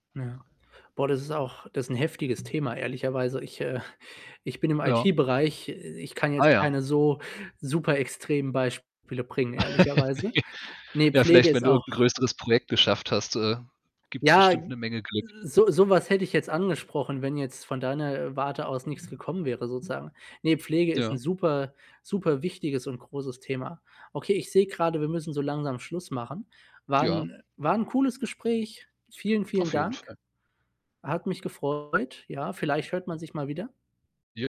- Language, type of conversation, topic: German, unstructured, Was bedeutet Glück im Alltag für dich?
- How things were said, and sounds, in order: other background noise; laughing while speaking: "äh"; laugh; static; distorted speech